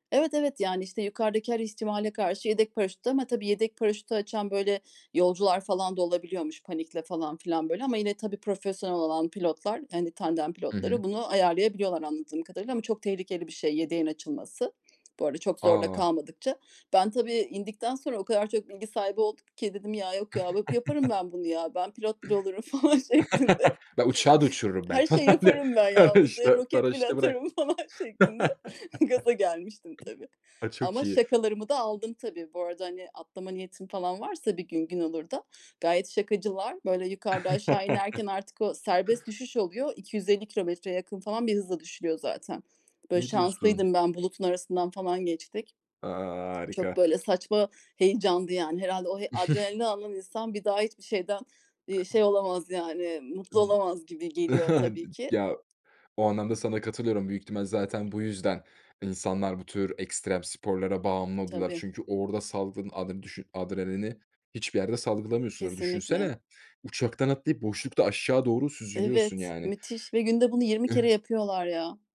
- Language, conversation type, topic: Turkish, podcast, Şans eseri doğru yerde doğru zamanda bulunduğun bir anı bizimle paylaşır mısın?
- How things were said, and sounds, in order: throat clearing; chuckle; laughing while speaking: "falan şeklinde"; chuckle; unintelligible speech; laughing while speaking: "atarım falan şeklinde"; laugh; other background noise; unintelligible speech; unintelligible speech; chuckle; chuckle